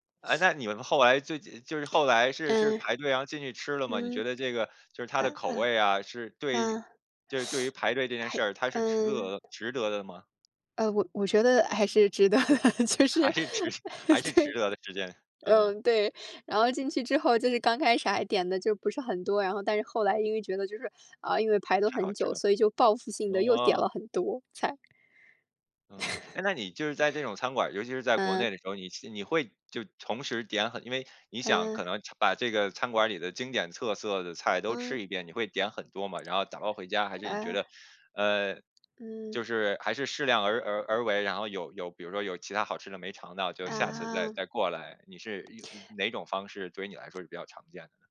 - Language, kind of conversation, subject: Chinese, podcast, 你最近发现了什么好吃的新口味？
- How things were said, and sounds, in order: teeth sucking; other background noise; laughing while speaking: "值得的，就是 哎，对"; laughing while speaking: "值"; laugh; other noise